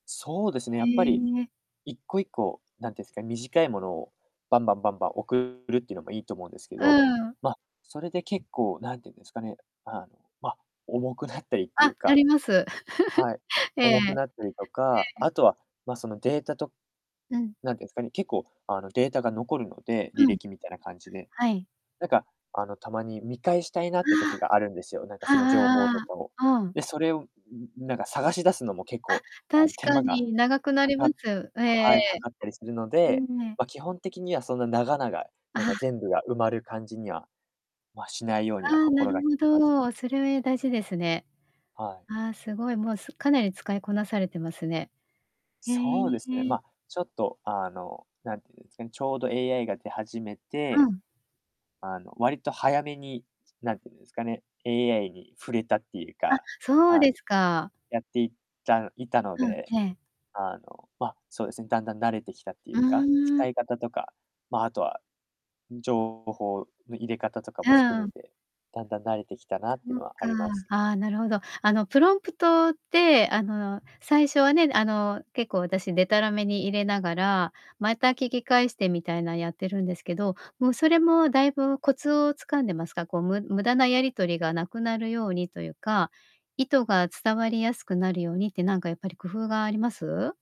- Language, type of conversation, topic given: Japanese, podcast, 音声入力やAIをどのように活用していますか？
- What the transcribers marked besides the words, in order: distorted speech; other background noise; laugh; laughing while speaking: "なったり"